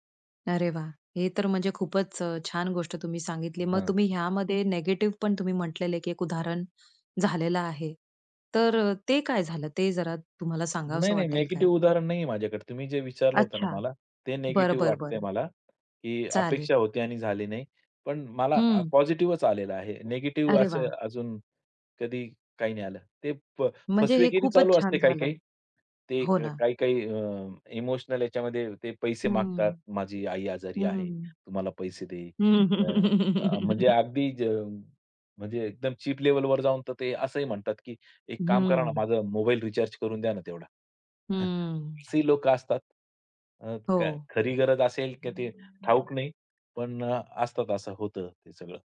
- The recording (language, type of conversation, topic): Marathi, podcast, ऑनलाइन आणि प्रत्यक्ष आयुष्यात ओळख निर्माण होण्यातला फरक तुम्हाला कसा जाणवतो?
- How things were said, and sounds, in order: tapping; other noise; laugh; chuckle; other background noise